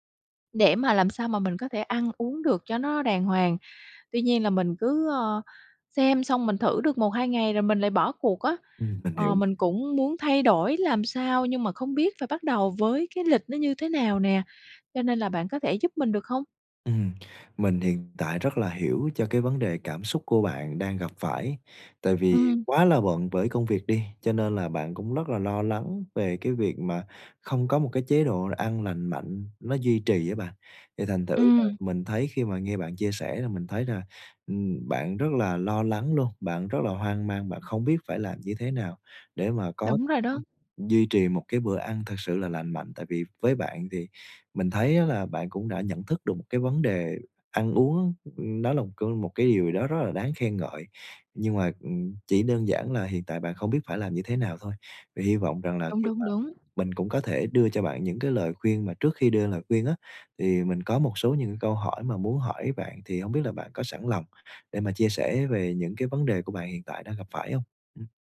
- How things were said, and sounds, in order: tapping; other background noise; unintelligible speech
- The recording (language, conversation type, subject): Vietnamese, advice, Khó duy trì chế độ ăn lành mạnh khi quá bận công việc.